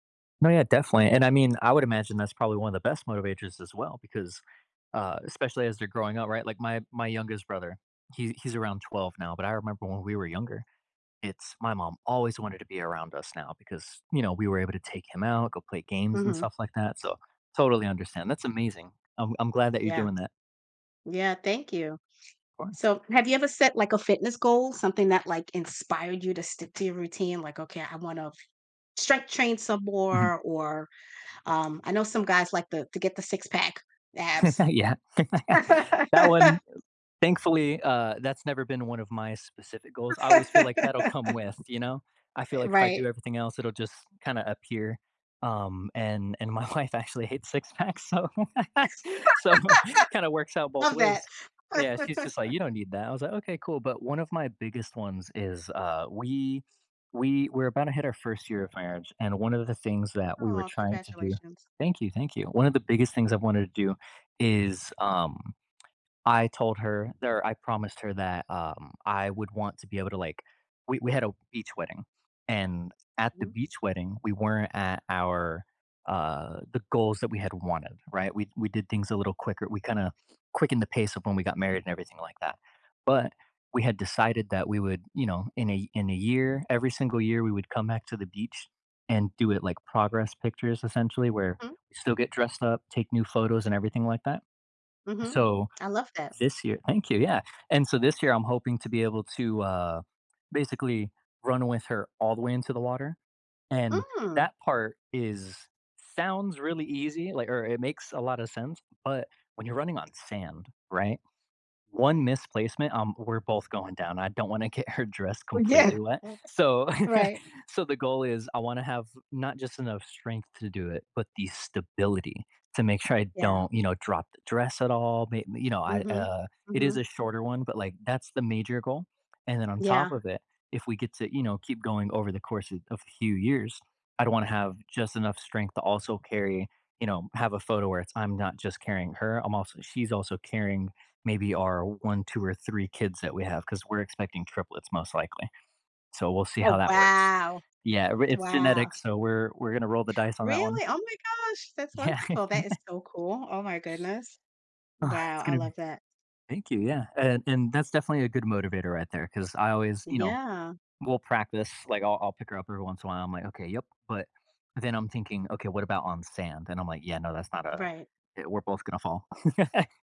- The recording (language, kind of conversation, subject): English, unstructured, How does regular physical activity impact your daily life and well-being?
- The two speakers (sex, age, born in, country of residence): female, 45-49, United States, United States; male, 20-24, United States, United States
- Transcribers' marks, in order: other background noise; tapping; chuckle; laugh; laugh; laughing while speaking: "my wife actually hates six-packs, so so"; laugh; laugh; laugh; background speech; laughing while speaking: "Yeah"; laugh